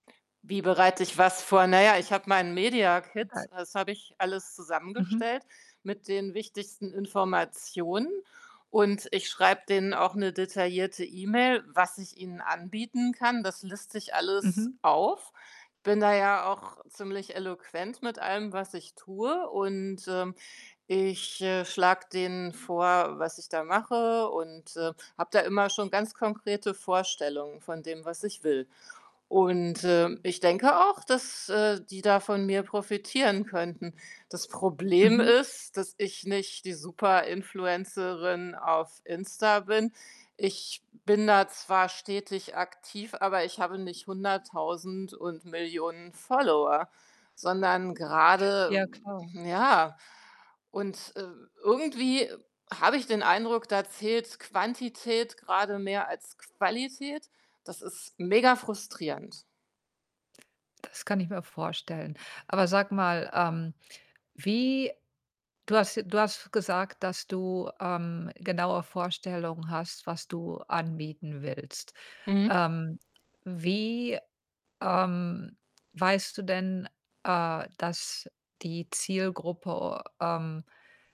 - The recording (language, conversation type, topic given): German, advice, Wie gehe ich mit Zweifeln an meiner Rolle als Gründer um und was hilft gegen das Impostor-Gefühl?
- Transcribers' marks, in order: mechanical hum; other background noise; unintelligible speech; tapping